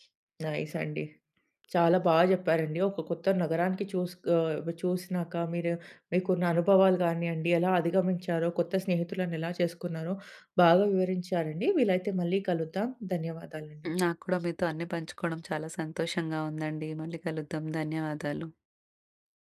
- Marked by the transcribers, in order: lip smack
- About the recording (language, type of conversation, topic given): Telugu, podcast, ఒక నగరాన్ని సందర్శిస్తూ మీరు కొత్తదాన్ని కనుగొన్న అనుభవాన్ని కథగా చెప్పగలరా?